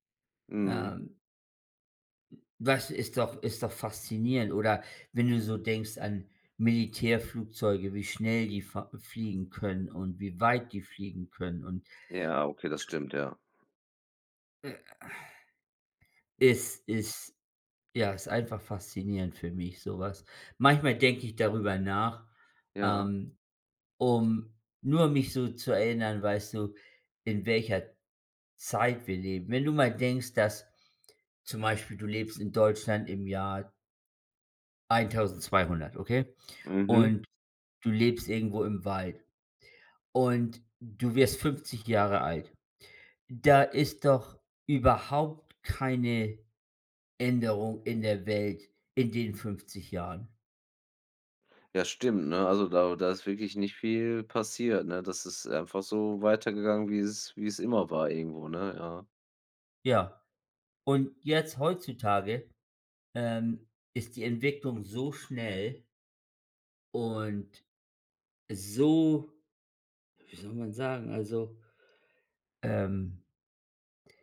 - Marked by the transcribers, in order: other background noise
- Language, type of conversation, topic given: German, unstructured, Welche wissenschaftliche Entdeckung findest du am faszinierendsten?